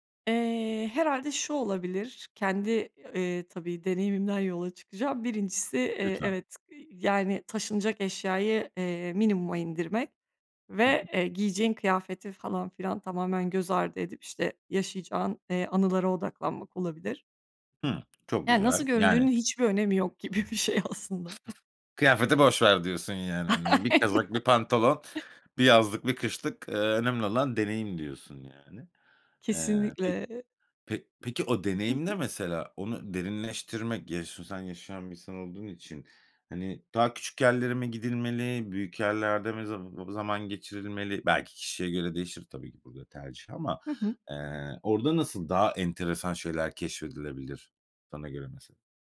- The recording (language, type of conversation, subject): Turkish, podcast, Seyahat sırasında yaptığın hatalardan çıkardığın en önemli ders neydi?
- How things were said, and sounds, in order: laughing while speaking: "bir şey"; tapping; other background noise; laugh; laughing while speaking: "Aynen"; unintelligible speech